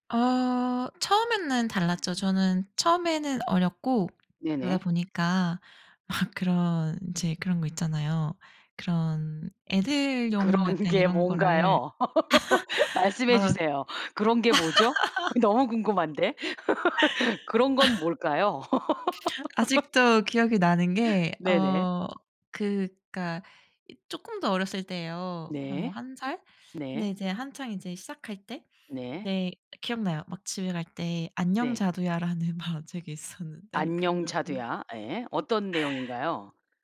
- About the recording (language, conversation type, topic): Korean, podcast, 어릴 때 좋아했던 취미가 있나요?
- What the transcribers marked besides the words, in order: laughing while speaking: "막"; tapping; laughing while speaking: "그런 게"; laugh; laughing while speaking: "너무 궁금한데"; laugh; other background noise; laugh; unintelligible speech; laugh; laughing while speaking: "자두야라는 만화책이 있었는데 그걸 빌"